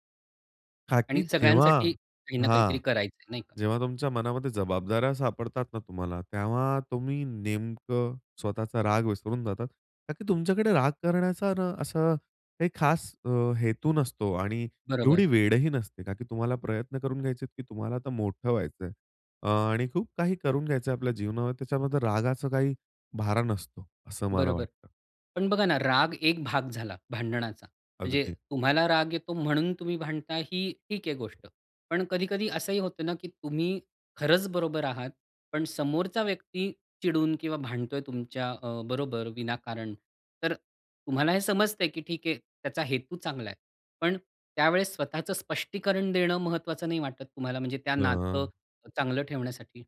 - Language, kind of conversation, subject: Marathi, podcast, भांडणानंतर घरातलं नातं पुन्हा कसं मजबूत करतोस?
- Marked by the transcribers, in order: none